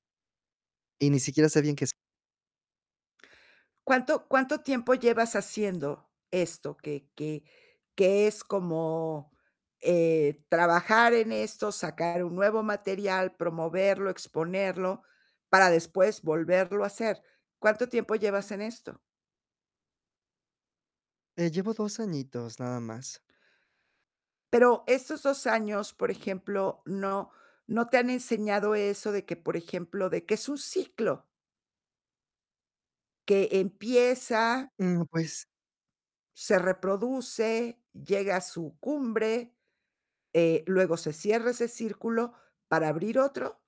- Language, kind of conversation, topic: Spanish, advice, ¿De qué manera sientes que te has quedado estancado en tu crecimiento profesional?
- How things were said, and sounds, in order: none